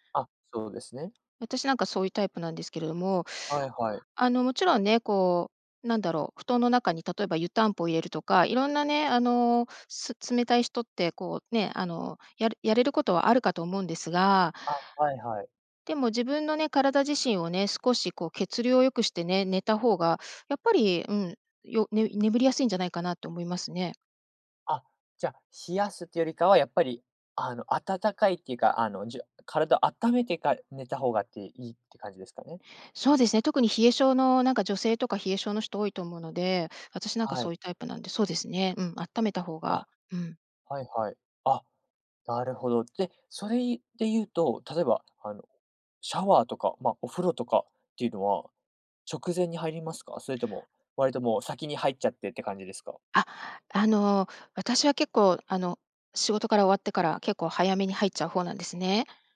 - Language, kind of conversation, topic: Japanese, podcast, 睡眠前のルーティンはありますか？
- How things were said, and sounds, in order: none